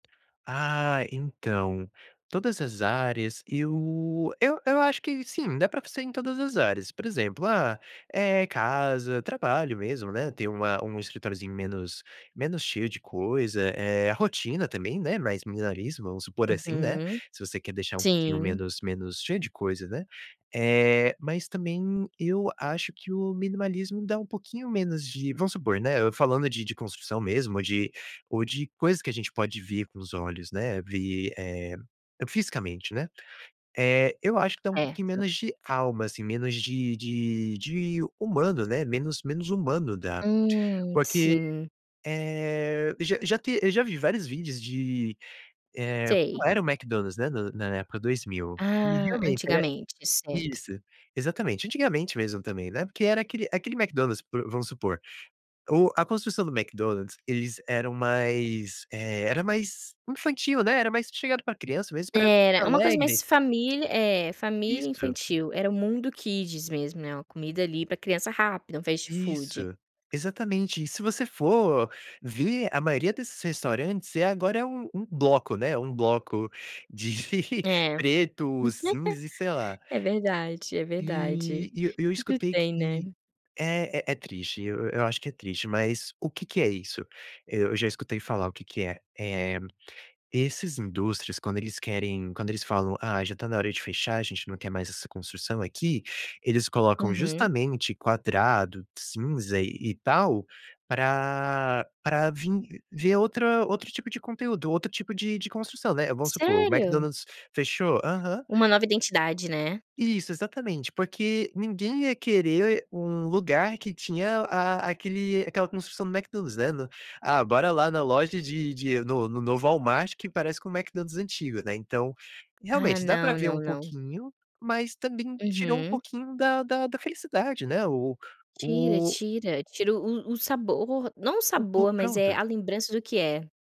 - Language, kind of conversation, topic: Portuguese, podcast, Como o minimalismo impacta a sua autoestima?
- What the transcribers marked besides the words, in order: "minimalismo" said as "milarismo"; unintelligible speech; tapping; other background noise; in English: "kids"; in English: "fast food"; laughing while speaking: "de"; laugh